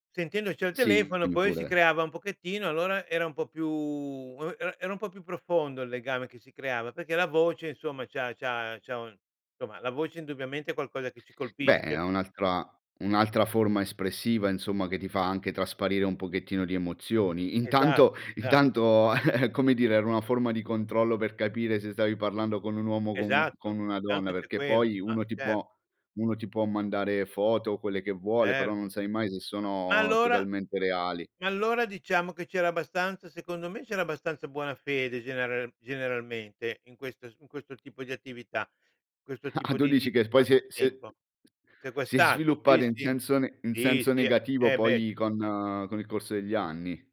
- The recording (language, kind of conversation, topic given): Italian, podcast, Hai mai trasformato un’amicizia online in una reale?
- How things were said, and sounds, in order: drawn out: "più"; giggle; tapping